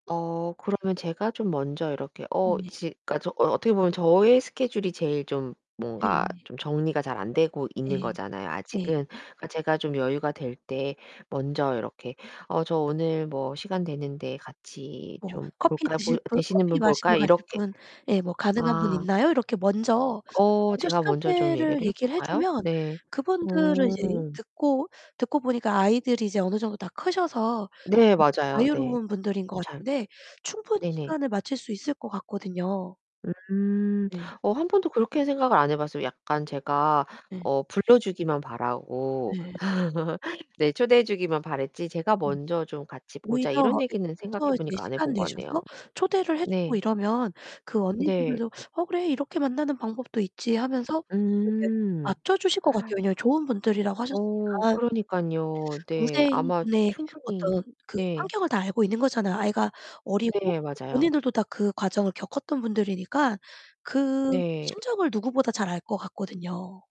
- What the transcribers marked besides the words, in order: laugh; distorted speech; tapping; gasp
- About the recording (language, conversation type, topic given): Korean, advice, 친구 모임에서 왜 소외감과 불안감을 느끼는지, 어떻게 대처하면 좋을까요?